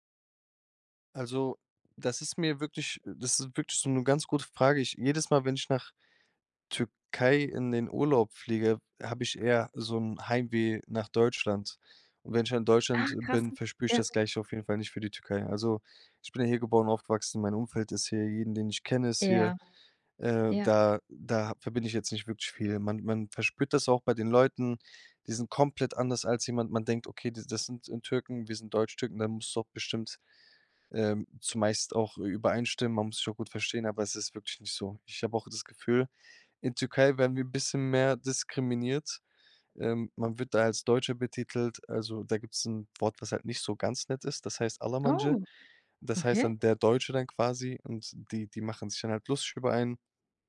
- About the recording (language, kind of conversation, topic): German, podcast, Wie entscheidest du, welche Traditionen du beibehältst und welche du aufgibst?
- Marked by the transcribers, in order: unintelligible speech